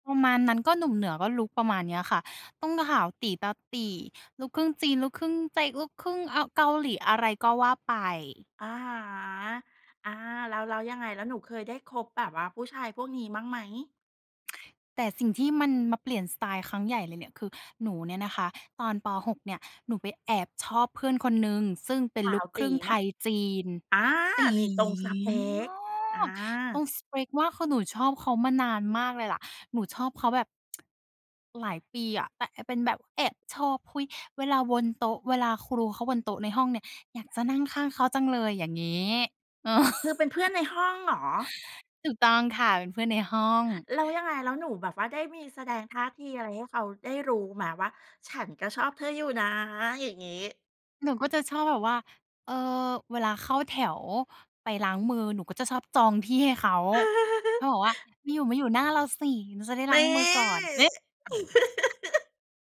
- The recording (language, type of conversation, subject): Thai, podcast, เคยเปลี่ยนสไตล์ตัวเองครั้งใหญ่ไหม เล่าให้ฟังหน่อย?
- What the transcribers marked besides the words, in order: tsk; stressed: "ตี๋มาก"; tsk; laughing while speaking: "เออ"; laugh; laugh; chuckle